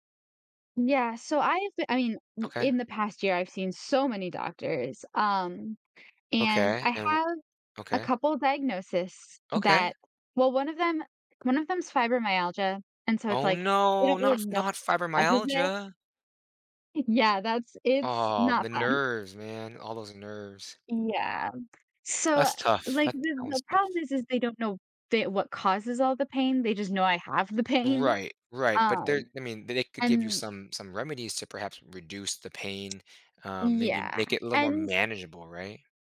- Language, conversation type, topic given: English, advice, How can I make progress when I feel stuck?
- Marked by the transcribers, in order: stressed: "so"; tapping; other background noise; laughing while speaking: "pain"